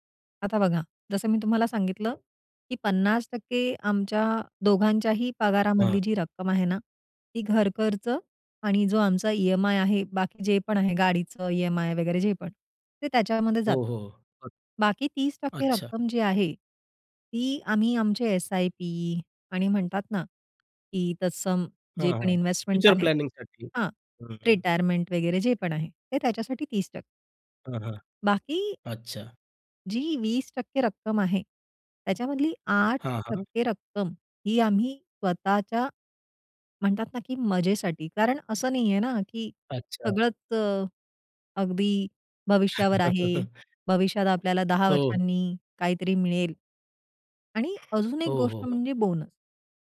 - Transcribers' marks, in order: in English: "फ्युचर प्लॅनिंगसाठी"; other background noise; laugh
- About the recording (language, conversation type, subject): Marathi, podcast, घरात आर्थिक निर्णय तुम्ही एकत्र कसे घेता?